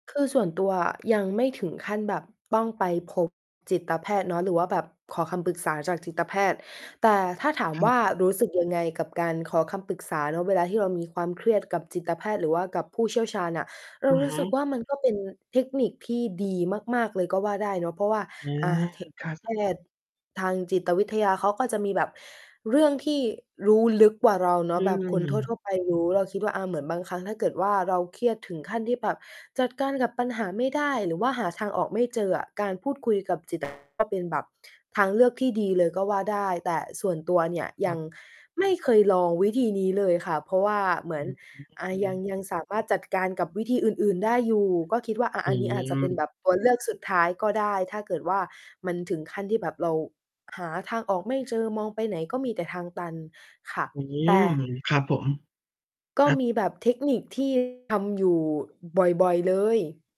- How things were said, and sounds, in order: other background noise; tapping; other noise; distorted speech; "ครับ" said as "คัส"
- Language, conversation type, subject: Thai, podcast, คุณมีวิธีจัดการความเครียดเวลาอยู่บ้านอย่างไร?